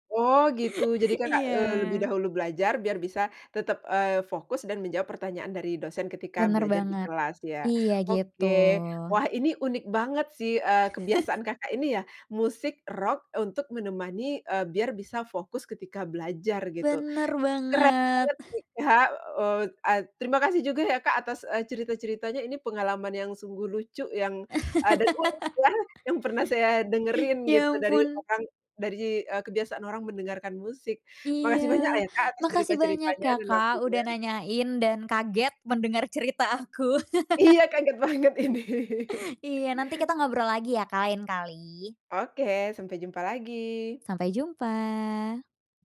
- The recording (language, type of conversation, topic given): Indonesian, podcast, Musik seperti apa yang membuat kamu lebih fokus atau masuk ke dalam alur kerja?
- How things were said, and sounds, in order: chuckle; laugh; laugh; tapping; laughing while speaking: "banget ini"; chuckle